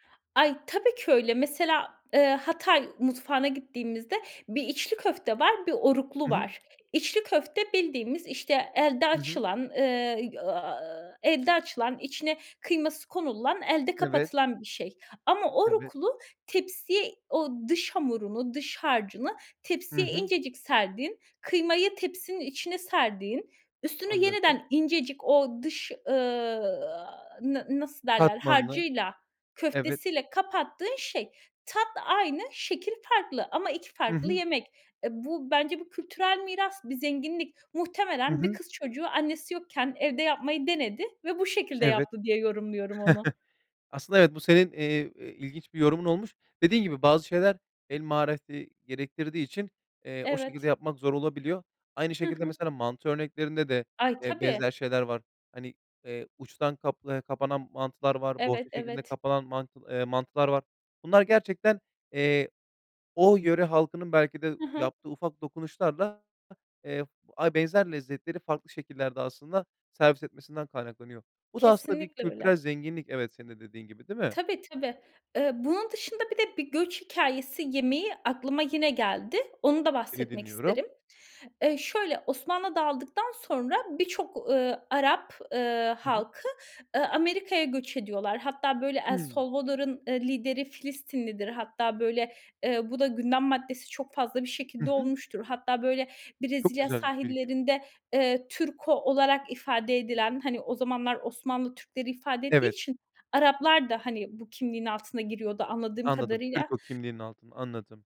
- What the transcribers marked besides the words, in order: other background noise; chuckle; tapping
- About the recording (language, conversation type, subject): Turkish, podcast, Göç yemekleri yeni kimlikler yaratır mı, nasıl?